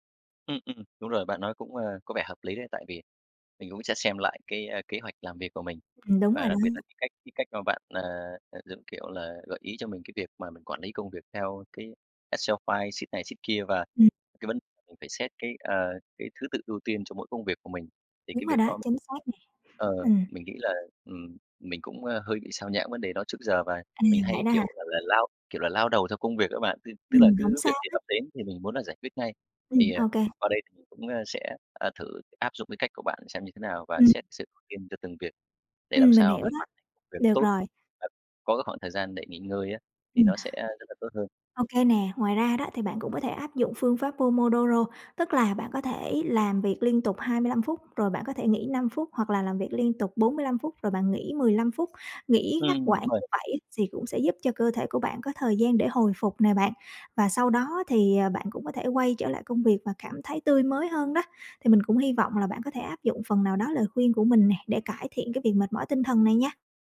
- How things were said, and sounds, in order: other background noise; in English: "sheet"; in English: "sheet"; tapping
- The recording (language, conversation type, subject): Vietnamese, advice, Làm sao để vượt qua tình trạng kiệt sức tinh thần khiến tôi khó tập trung làm việc?